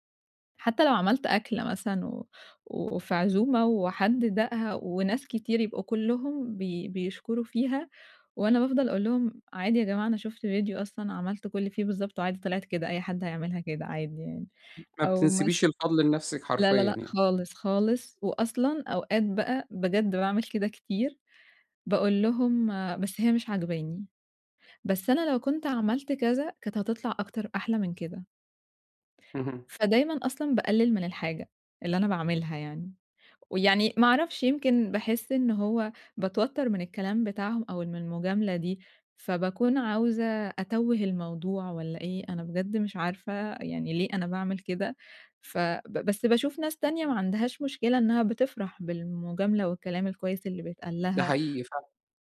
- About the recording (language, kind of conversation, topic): Arabic, advice, إزاي أتعامل بثقة مع مجاملات الناس من غير ما أحس بإحراج أو انزعاج؟
- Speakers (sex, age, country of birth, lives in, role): female, 20-24, Egypt, Egypt, user; male, 40-44, Egypt, Egypt, advisor
- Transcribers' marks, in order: unintelligible speech